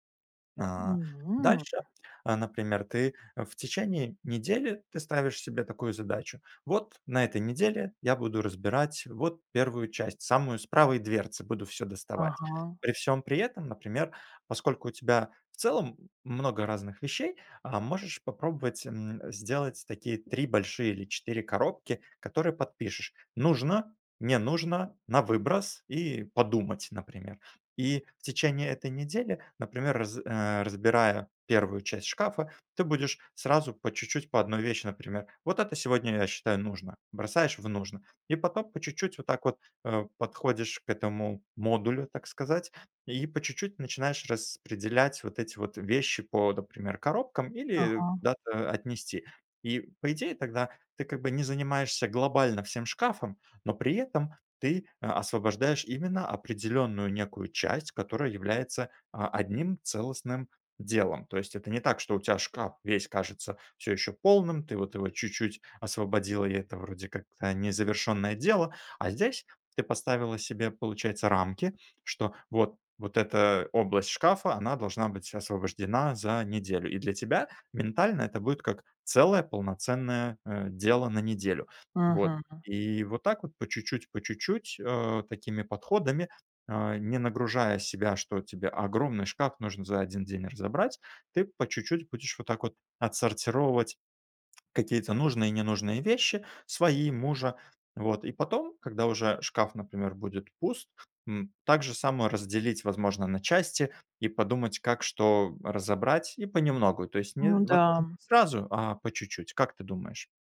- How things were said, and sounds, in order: "например" said as "дапример"; other background noise
- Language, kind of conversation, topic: Russian, advice, Как постоянные отвлечения мешают вам завершить запланированные дела?